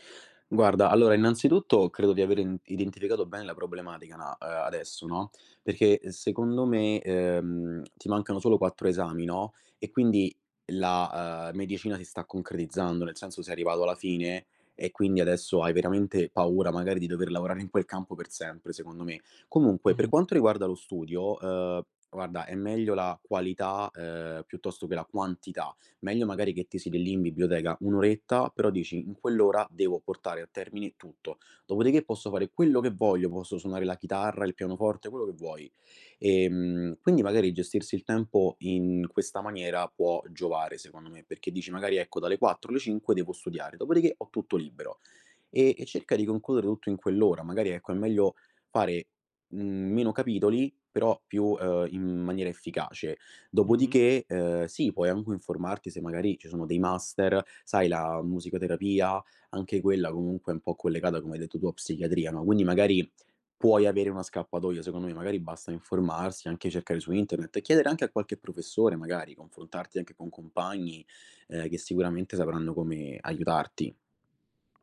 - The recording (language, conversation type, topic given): Italian, advice, Come posso mantenere un ritmo produttivo e restare motivato?
- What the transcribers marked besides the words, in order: other background noise; tapping